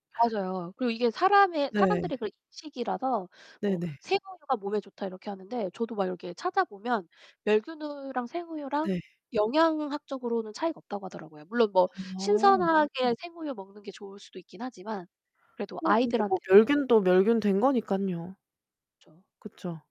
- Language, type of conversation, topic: Korean, unstructured, 온라인 쇼핑을 얼마나 자주 이용하시나요?
- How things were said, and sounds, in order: distorted speech